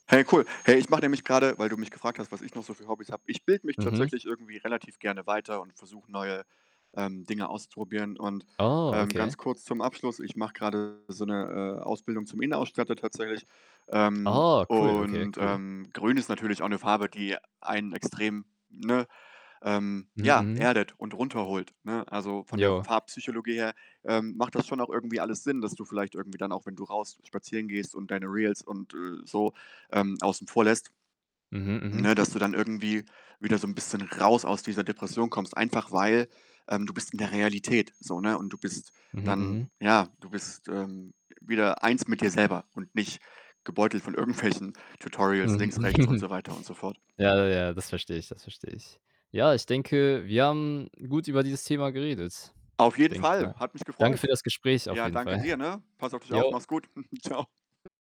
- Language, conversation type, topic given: German, unstructured, Was hast du durch dein Hobby über dich selbst gelernt?
- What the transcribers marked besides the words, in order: distorted speech; tapping; other background noise; laughing while speaking: "irgendwelchen"; chuckle; laughing while speaking: "Fall"; chuckle